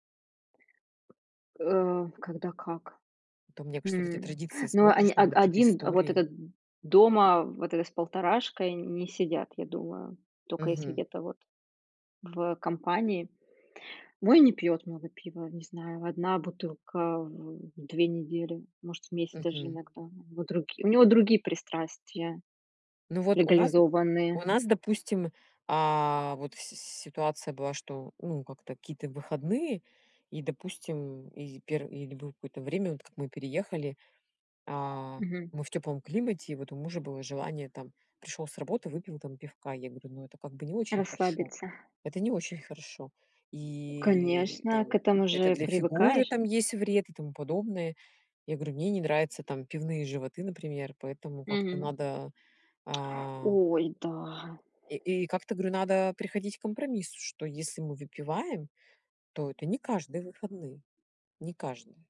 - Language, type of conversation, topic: Russian, unstructured, Как ты относишься к компромиссам при принятии семейных решений?
- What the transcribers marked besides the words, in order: other background noise; tapping; tsk